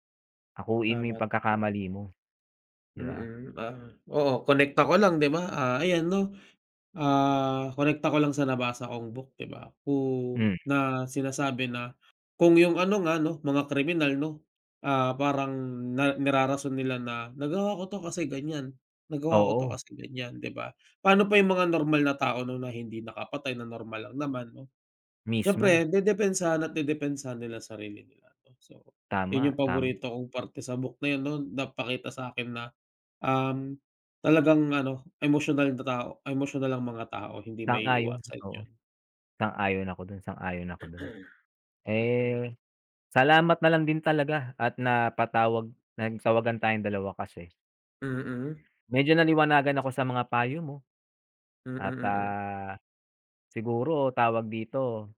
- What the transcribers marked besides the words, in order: throat clearing
- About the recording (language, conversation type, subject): Filipino, unstructured, Bakit mahalaga ang pagpapatawad sa sarili at sa iba?